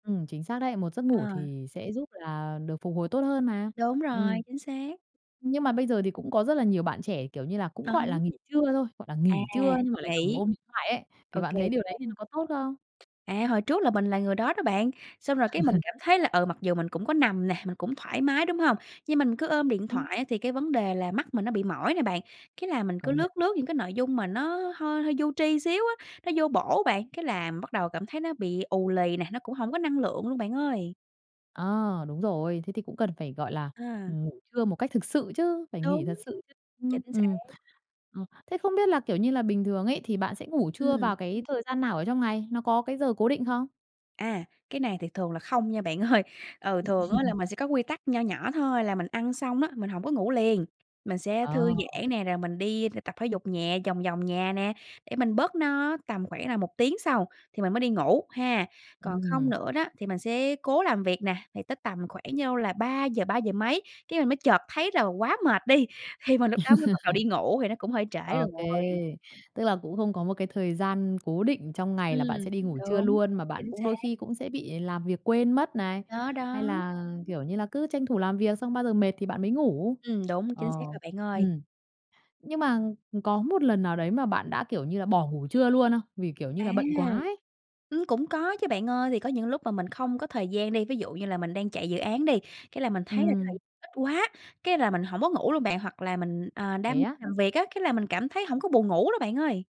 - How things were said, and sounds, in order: tapping; other background noise; laugh; laughing while speaking: "ơi"; laugh; laughing while speaking: "đi"; laugh; horn
- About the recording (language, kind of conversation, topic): Vietnamese, podcast, Bạn có thường ngủ trưa không, và ngủ thế nào để tốt cho sức khỏe?